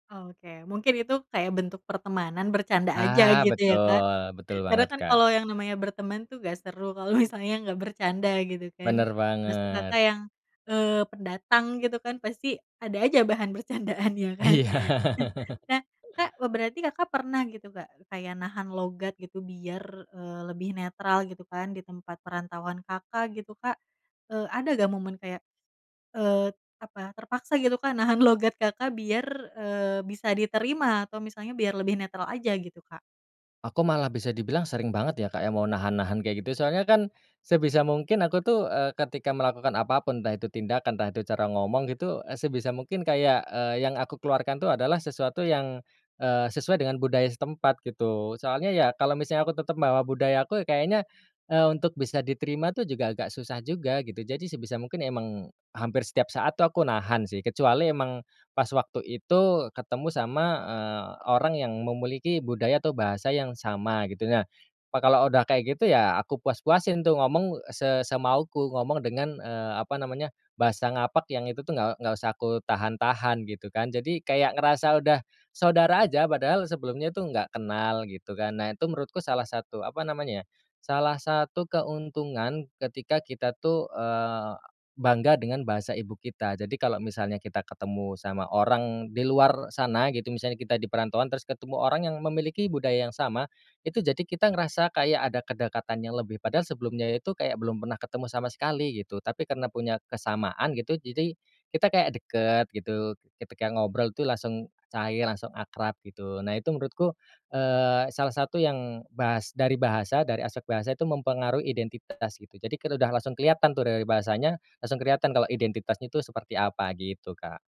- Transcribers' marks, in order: laughing while speaking: "misalnya"; laughing while speaking: "bahan bercandaan ya kan"; laughing while speaking: "Iya"; tapping
- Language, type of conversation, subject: Indonesian, podcast, Bagaimana bahasa ibu memengaruhi rasa identitasmu saat kamu tinggal jauh dari kampung halaman?